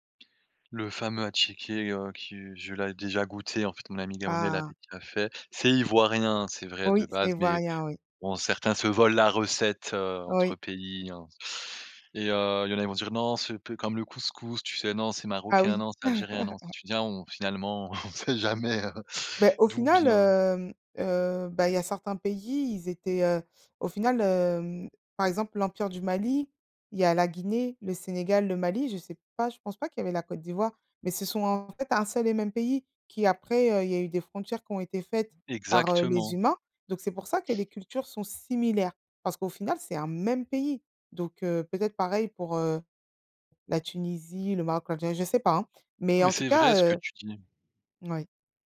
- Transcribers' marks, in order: stressed: "ivoirien"; chuckle; "tunisien" said as "tudiens"; laughing while speaking: "on sait jamais, heu"; stressed: "même"
- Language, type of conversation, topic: French, podcast, Quel aliment ou quelle recette simple te réconforte le plus ?